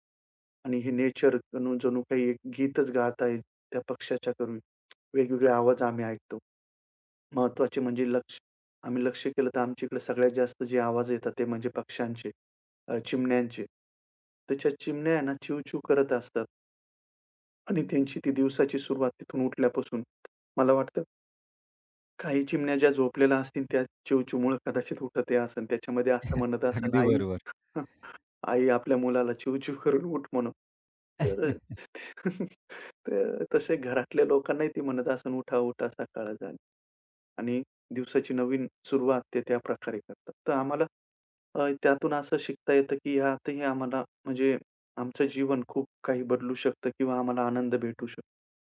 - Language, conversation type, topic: Marathi, podcast, पक्ष्यांच्या आवाजांवर लक्ष दिलं तर काय बदल होतो?
- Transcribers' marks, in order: tapping; chuckle; laughing while speaking: "अगदी बरोबर"; other background noise; laughing while speaking: "चिवचिव करून उठ म्हणून"; chuckle; laugh